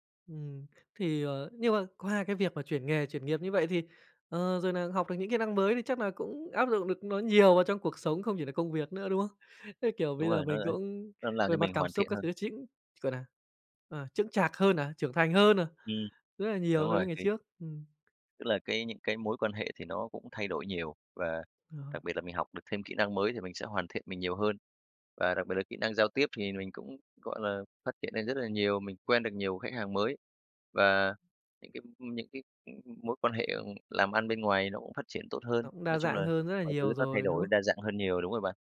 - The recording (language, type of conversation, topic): Vietnamese, podcast, Bạn nghĩ việc thay đổi nghề là dấu hiệu của thất bại hay là sự can đảm?
- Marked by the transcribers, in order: tapping